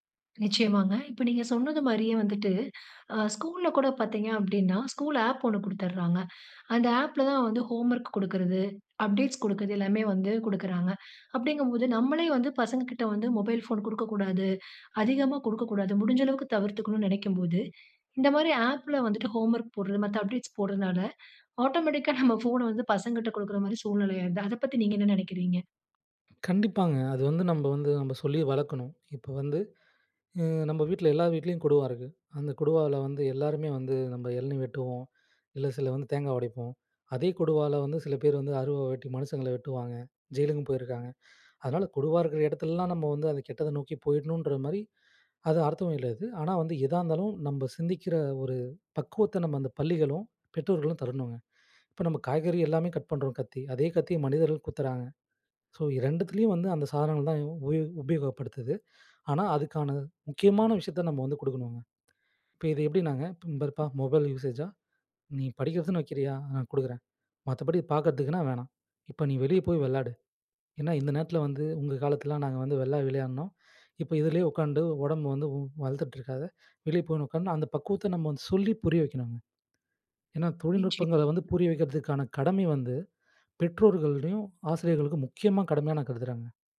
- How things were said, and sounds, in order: inhale; inhale; in English: "அப்டேட்ஸ்"; "கொடுக்கிறாங்க" said as "குடுக்குறாங்க"; inhale; inhale; inhale; inhale; in English: "ஆட்டோமேட்டிக்"; laughing while speaking: "நம்ம ஃபோன"; inhale; in English: "மொபைல் யூஸேஸா!"; "கொடுக்குறேன்" said as "குடுக்குறேன்"; "உட்காந்து" said as "உட்காண்டு"; tapping
- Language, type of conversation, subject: Tamil, podcast, புதிய தொழில்நுட்பங்கள் உங்கள் தினசரி வாழ்வை எப்படி மாற்றின?